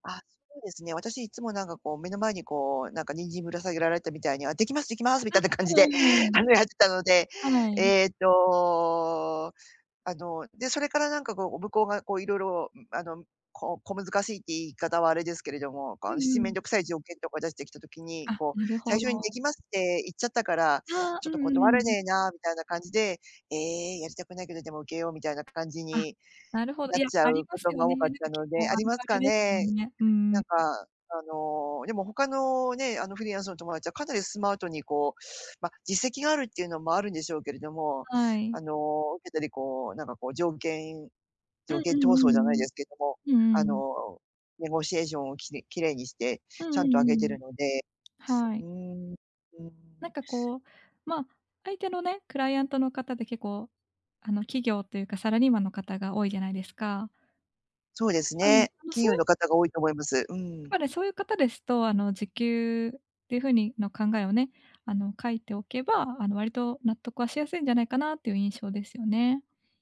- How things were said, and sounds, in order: other noise; other background noise; in English: "ネゴシエーション"; tapping
- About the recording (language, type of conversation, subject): Japanese, advice, 転職先と労働条件や給与について交渉する練習をしたい